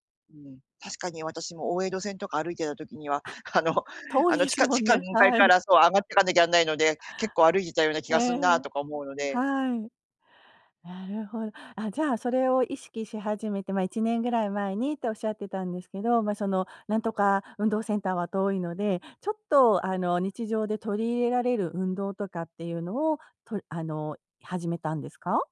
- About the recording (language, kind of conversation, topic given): Japanese, advice, 運動しても体重や見た目が変わらないと感じるのはなぜですか？
- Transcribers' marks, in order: laughing while speaking: "遠いですもんね。はい"